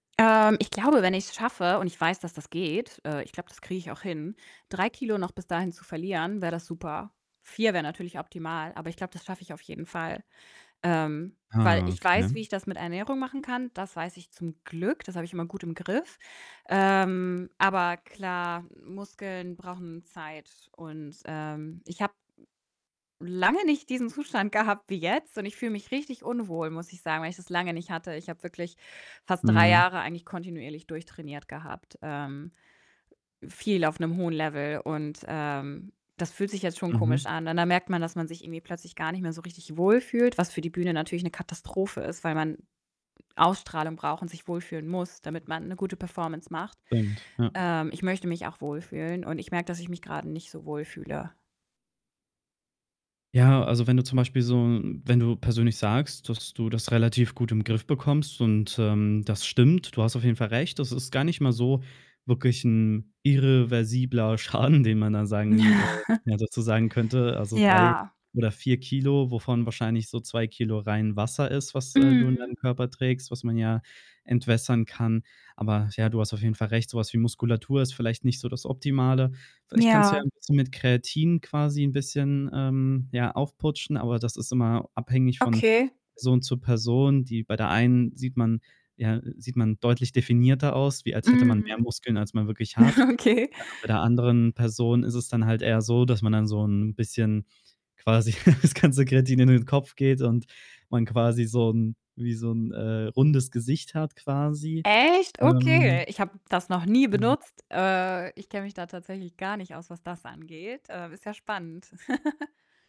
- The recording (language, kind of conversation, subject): German, advice, Wie beeinträchtigen Sorgen um dein Aussehen dein Selbstbewusstsein im Alltag?
- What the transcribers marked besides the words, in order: distorted speech; other background noise; laughing while speaking: "Schaden"; chuckle; chuckle; laughing while speaking: "Okay"; unintelligible speech; chuckle; laughing while speaking: "das ganze"; chuckle